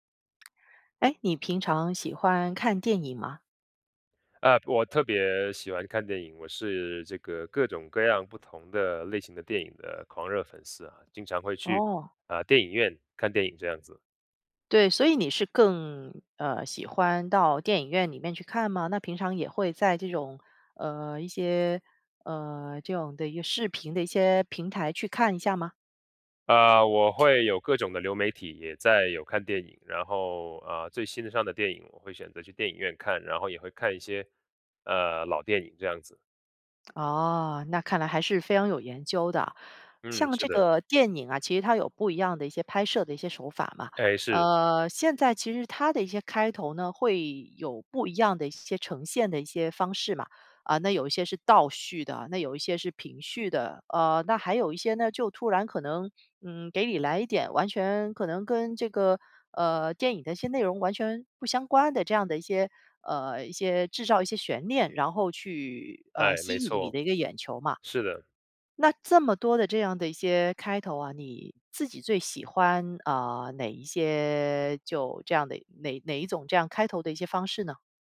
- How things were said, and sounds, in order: other background noise
- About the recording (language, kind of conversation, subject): Chinese, podcast, 什么样的电影开头最能一下子吸引你？